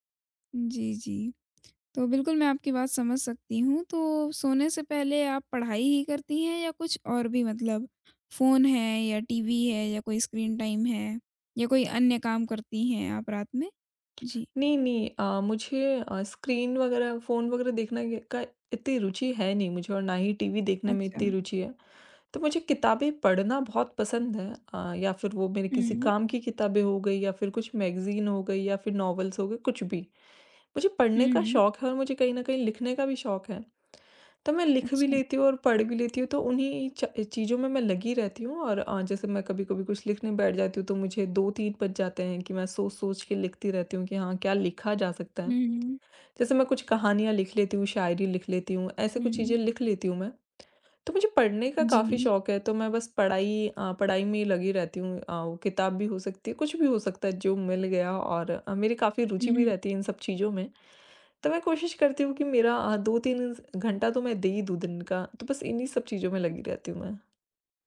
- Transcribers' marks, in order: in English: "स्क्रीन टाइम"; tapping; in English: "मैगज़ीन"; in English: "नॉवेल्स"
- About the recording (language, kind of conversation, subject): Hindi, advice, आपकी नींद अनियमित होने से आपको थकान और ध्यान की कमी कैसे महसूस होती है?